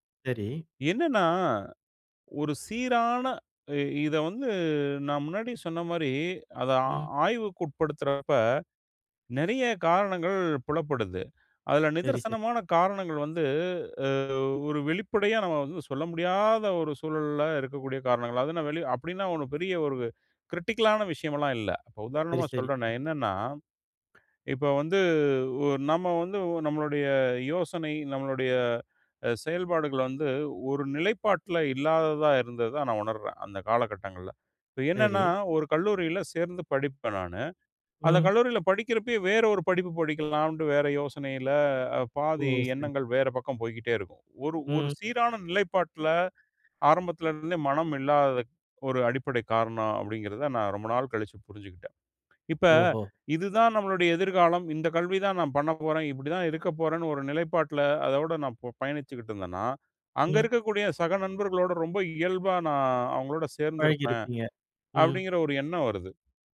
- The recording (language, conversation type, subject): Tamil, podcast, தனிமை என்றால் உங்களுக்கு என்ன உணர்வு தருகிறது?
- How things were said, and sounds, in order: drawn out: "முடியாத"; in English: "கிரிட்டிக்கலான"; other noise